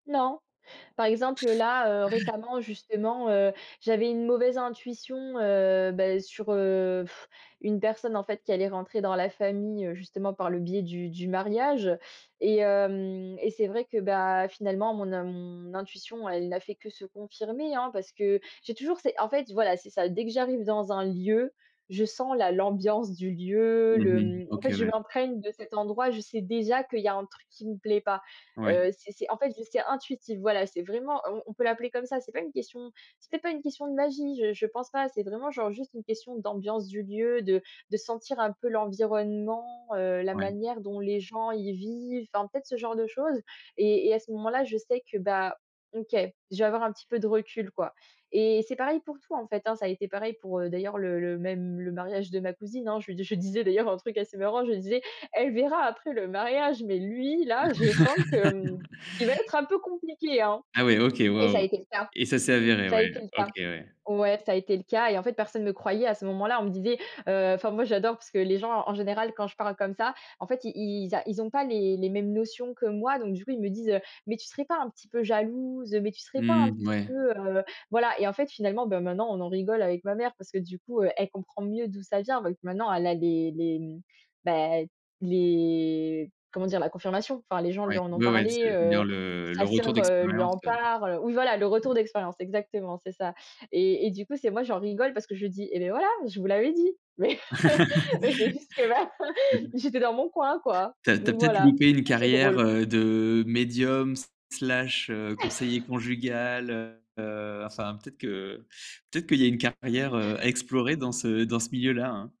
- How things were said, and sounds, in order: other noise; other background noise; tapping; laugh; laugh; laughing while speaking: "Mais"; laugh; chuckle
- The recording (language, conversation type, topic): French, podcast, Quels sont tes trucs pour mieux écouter ton intuition ?